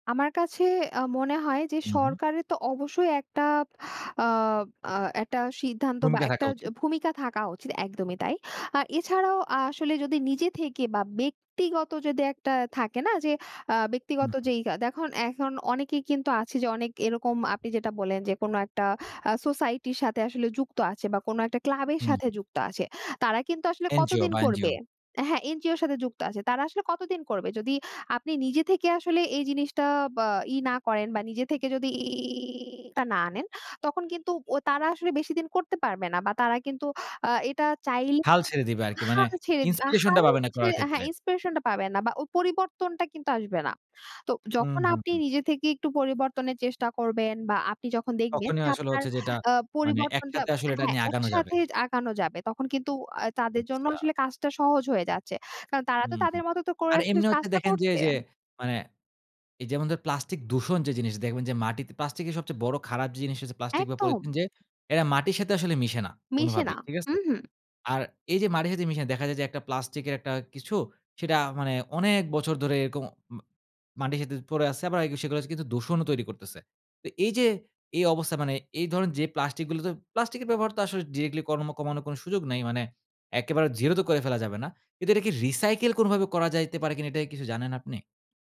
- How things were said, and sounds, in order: tapping; other background noise; horn; in English: "inspiration"; in English: "inspiration"; "ধরে" said as "দরে"
- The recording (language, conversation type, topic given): Bengali, podcast, প্লাস্টিক ব্যবহার কমাতে সাধারণ মানুষ কী করতে পারে—আপনার অভিজ্ঞতা কী?